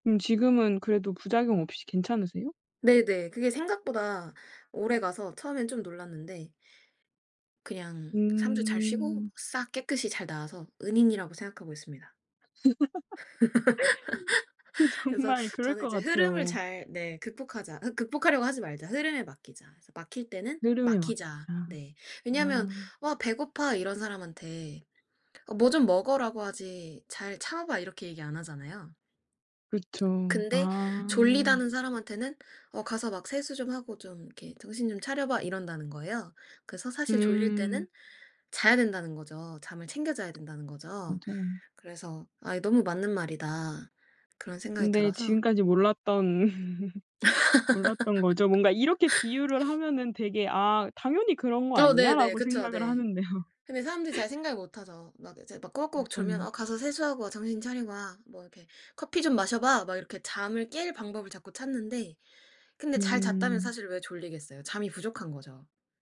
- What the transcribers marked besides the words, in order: laugh; laughing while speaking: "그 정말"; laugh; lip smack; other background noise; laugh; sniff; laughing while speaking: "하는데요"; laugh
- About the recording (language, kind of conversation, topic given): Korean, podcast, 창작이 막힐 때 어떻게 풀어내세요?